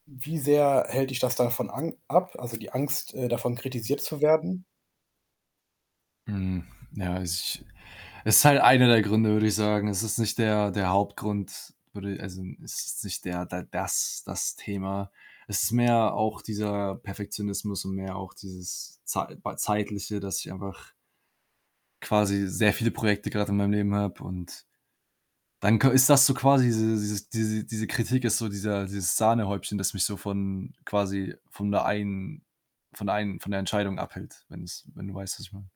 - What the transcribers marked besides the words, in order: static; other background noise
- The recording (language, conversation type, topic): German, advice, Wie hält dich die Angst vor Kritik davon ab, deine Ideen umzusetzen?